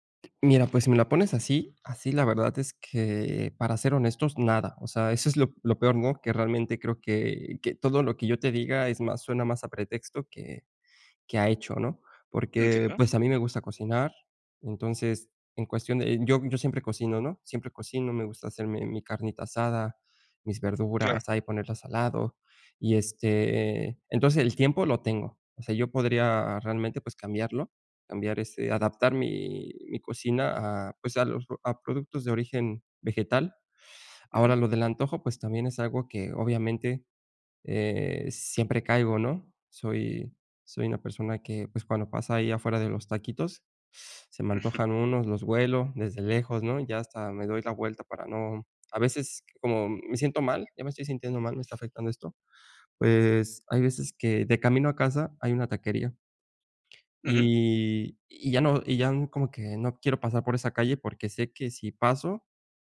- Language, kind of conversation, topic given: Spanish, advice, ¿Cómo puedo mantener coherencia entre mis acciones y mis creencias?
- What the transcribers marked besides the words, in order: other background noise; teeth sucking